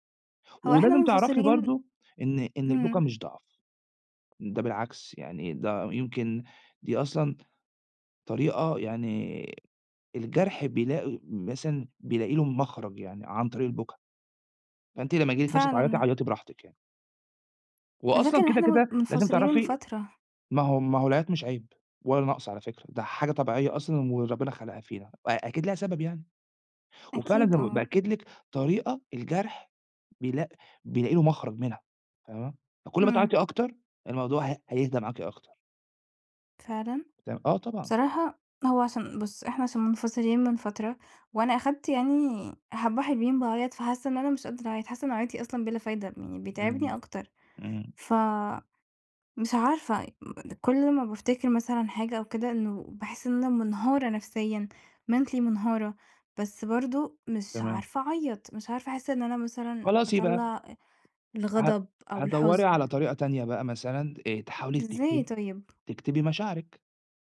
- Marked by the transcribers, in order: unintelligible speech; in English: "mentally"; tapping
- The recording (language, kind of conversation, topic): Arabic, advice, إزاي أتعامل مع حزن شديد بعد انفصال قريب ومش قادر/قادرة أبطل عياط؟